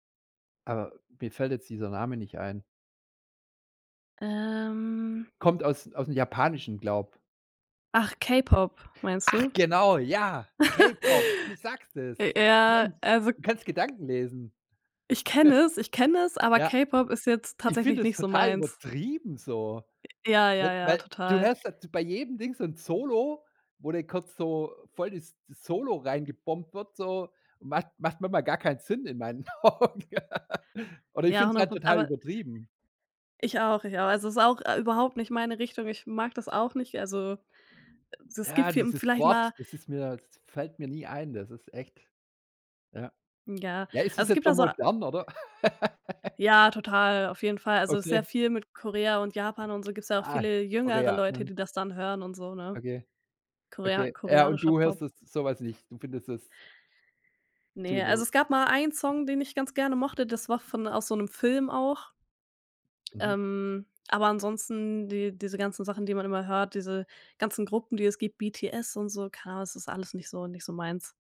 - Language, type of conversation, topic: German, podcast, Welcher Song macht dich sofort glücklich?
- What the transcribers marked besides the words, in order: drawn out: "Ähm"; anticipating: "Ach genau, ja, K-Pop, du sagst es. Mensch, du kannst Gedanken lesen"; chuckle; other background noise; chuckle; laughing while speaking: "Augen"; chuckle; chuckle